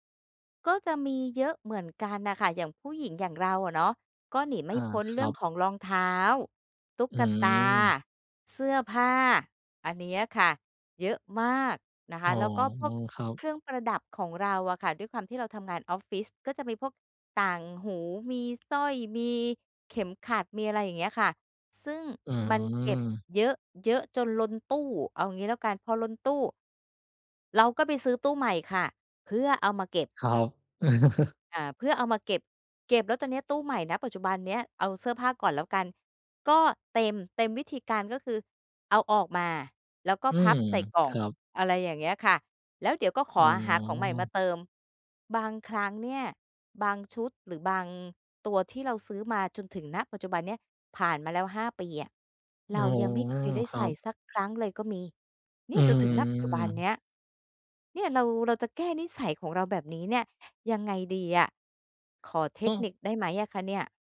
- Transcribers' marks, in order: chuckle
- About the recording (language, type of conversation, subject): Thai, advice, ควรตัดสินใจอย่างไรว่าอะไรควรเก็บไว้หรือทิ้งเมื่อเป็นของที่ไม่ค่อยได้ใช้?
- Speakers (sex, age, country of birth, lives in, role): female, 50-54, Thailand, Thailand, user; male, 35-39, Thailand, Thailand, advisor